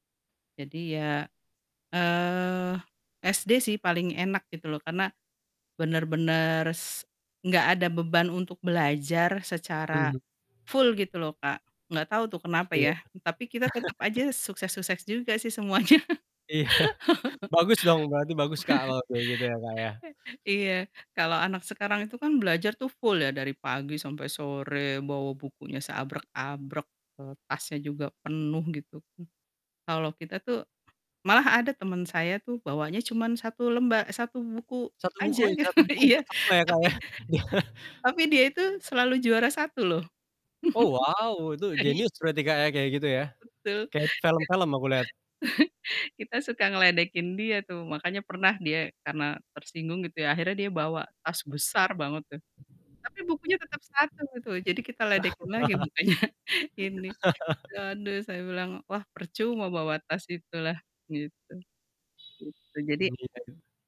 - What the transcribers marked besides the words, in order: in English: "full"; chuckle; laughing while speaking: "semuanya"; laughing while speaking: "Iya"; laugh; in English: "full"; distorted speech; laughing while speaking: "gitu, iya"; laughing while speaking: "ya"; chuckle; chuckle; laughing while speaking: "Aih"; chuckle; wind; chuckle; laughing while speaking: "bukannya"; horn
- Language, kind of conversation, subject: Indonesian, podcast, Apa momen paling berkesan yang kamu alami saat sekolah?